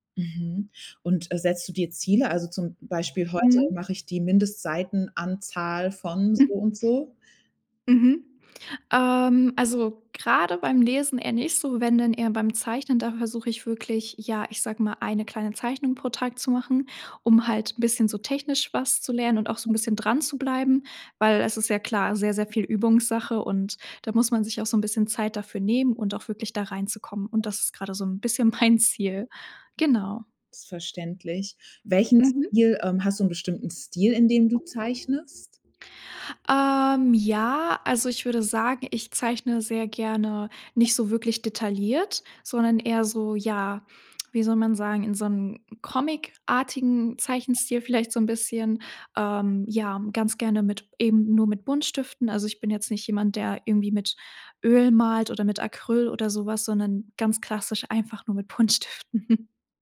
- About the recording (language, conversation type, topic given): German, podcast, Wie stärkst du deine kreative Routine im Alltag?
- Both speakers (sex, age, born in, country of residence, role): female, 18-19, Germany, Germany, guest; female, 30-34, Germany, Germany, host
- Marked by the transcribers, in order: other background noise; laughing while speaking: "Buntstiften"; chuckle